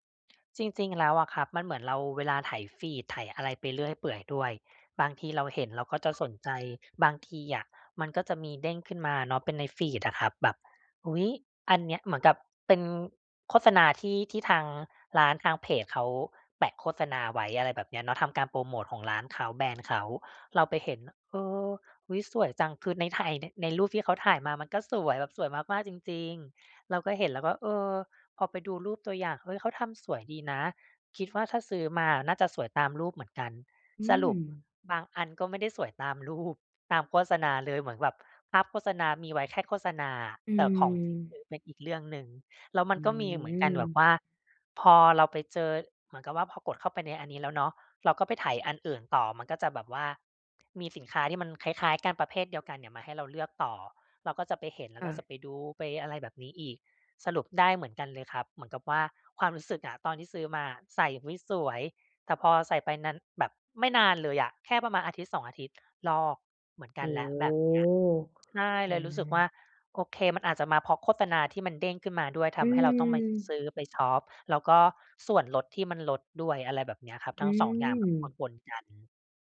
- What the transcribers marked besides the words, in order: other background noise; alarm; laughing while speaking: "รูป"; tapping; drawn out: "โอ้โฮ !"
- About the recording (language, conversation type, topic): Thai, advice, จะควบคุมการช็อปปิ้งอย่างไรไม่ให้ใช้เงินเกินความจำเป็น?